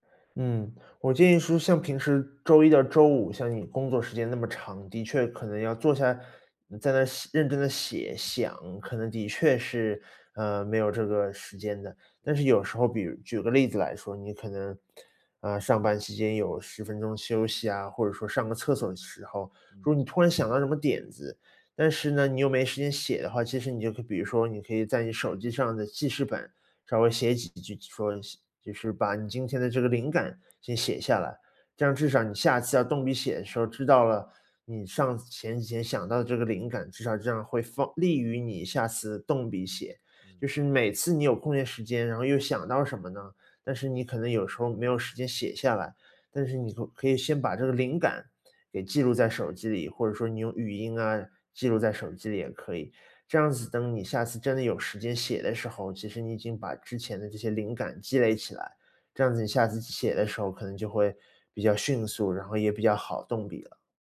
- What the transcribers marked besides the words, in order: tapping
- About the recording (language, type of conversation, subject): Chinese, advice, 如何在工作占满时间的情况下安排固定的创作时间？